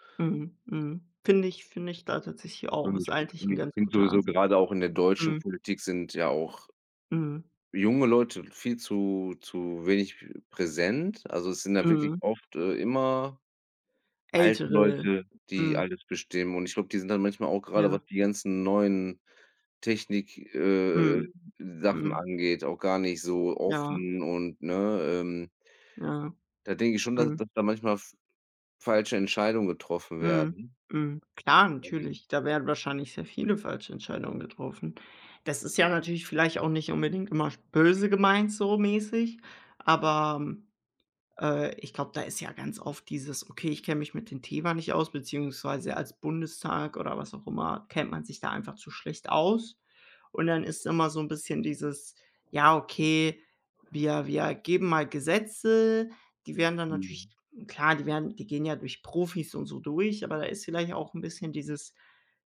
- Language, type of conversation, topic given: German, unstructured, Sollten Jugendliche mehr politische Mitbestimmung erhalten?
- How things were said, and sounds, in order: unintelligible speech; unintelligible speech; other background noise